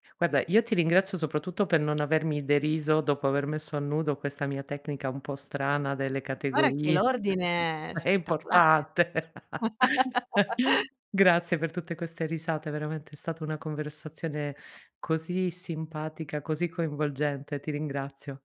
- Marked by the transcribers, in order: "Guarda" said as "guara"; chuckle; laughing while speaking: "È importante"; laugh; other background noise
- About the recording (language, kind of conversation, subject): Italian, podcast, Hai una playlist legata a ricordi precisi?